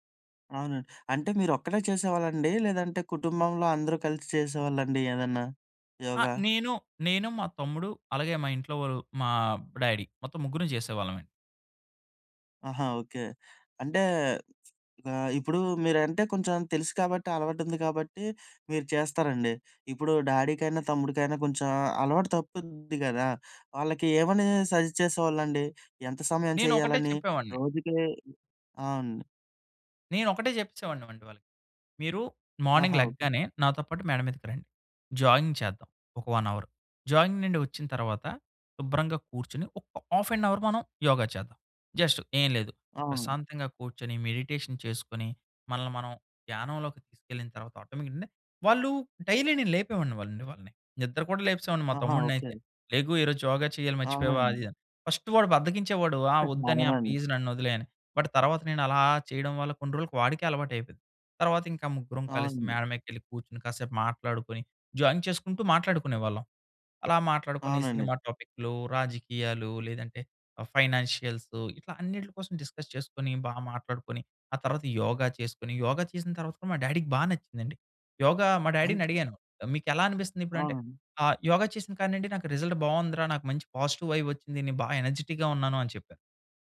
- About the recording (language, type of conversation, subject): Telugu, podcast, యోగా చేసి చూడావా, అది నీకు ఎలా అనిపించింది?
- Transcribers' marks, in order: in English: "డాడీ"; other background noise; in English: "సజెస్ట్"; in English: "మార్నింగ్"; in English: "జాగింగ్"; in English: "వన్ అవర్. జాగింగ్"; in English: "హాఫ్ ఎన్ అవర్"; in English: "జస్ట్"; in English: "మెడిటేషన్"; "ఆటోమేటిక్‌గా" said as "ఆటోమేగి‌డ్‌నే"; in English: "డైలీ"; in English: "ఫస్ట్"; in English: "ప్లీజ్"; giggle; in English: "బట్"; in English: "డిస్కస్"; in English: "డాడీకి"; in English: "రిజల్ట్"; in English: "ఎనర్జిటిక్‌గా"